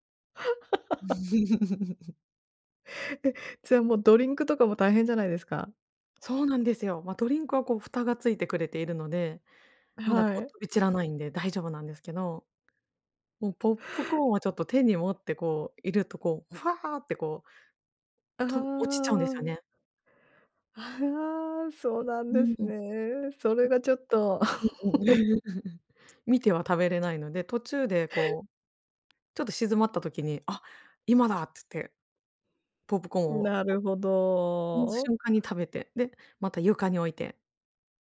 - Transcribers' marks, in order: laugh; laugh; chuckle; other noise
- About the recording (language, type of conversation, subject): Japanese, podcast, 配信の普及で映画館での鑑賞体験はどう変わったと思いますか？